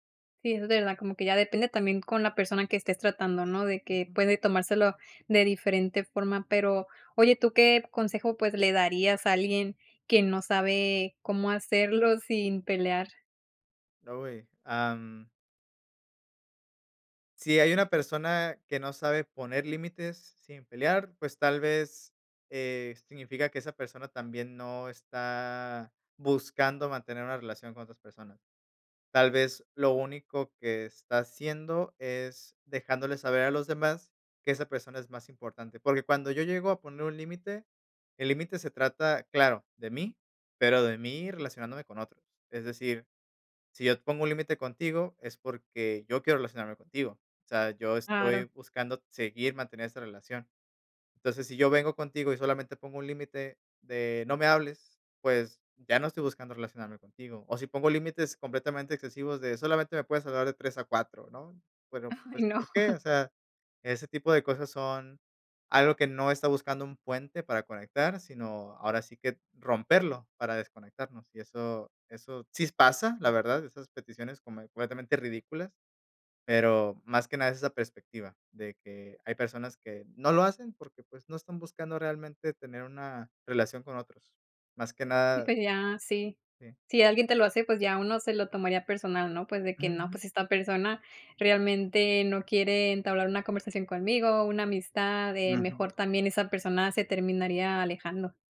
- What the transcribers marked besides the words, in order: other background noise; tapping; laughing while speaking: "Ay, no"; "sí" said as "sis"
- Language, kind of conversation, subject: Spanish, podcast, ¿Cómo puedo poner límites con mi familia sin que se convierta en una pelea?